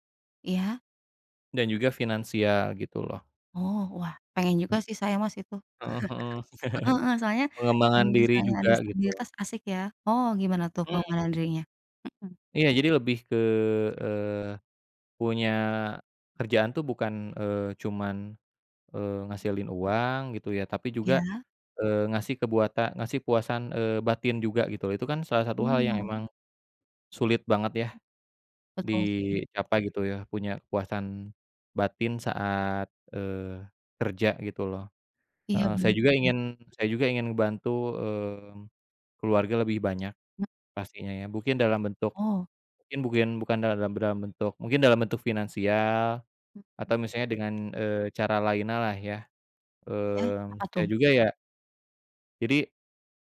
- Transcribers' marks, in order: tapping; chuckle; "kepuasan" said as "puasan"; "kepuasan" said as "puasan"; other background noise; "lainnya" said as "laina"
- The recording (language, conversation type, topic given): Indonesian, unstructured, Bagaimana kamu membayangkan hidupmu lima tahun ke depan?